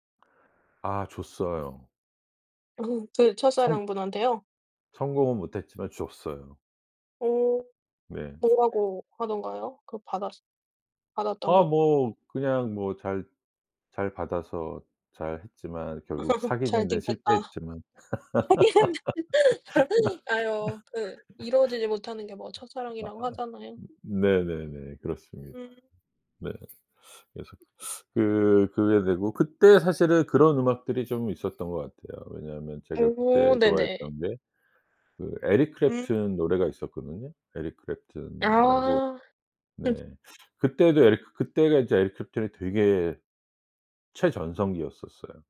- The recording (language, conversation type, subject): Korean, podcast, 어떤 음악을 들으면 옛사랑이 생각나나요?
- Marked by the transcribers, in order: other background noise; laugh; scoff; laugh; laughing while speaking: "하긴"; laugh; tapping; teeth sucking; teeth sucking; laugh